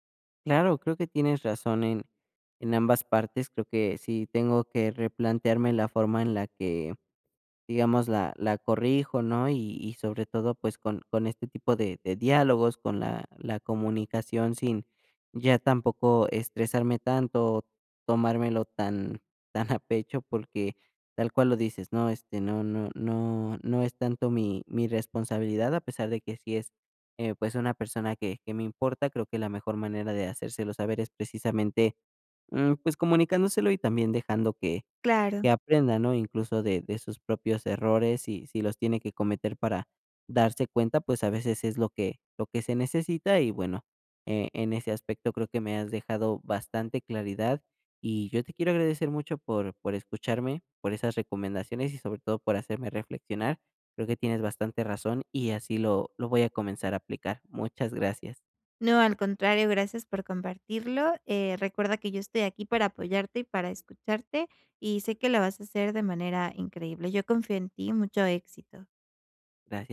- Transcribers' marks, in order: none
- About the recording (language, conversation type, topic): Spanish, advice, ¿Cómo puedo comunicar mis decisiones de crianza a mi familia sin generar conflictos?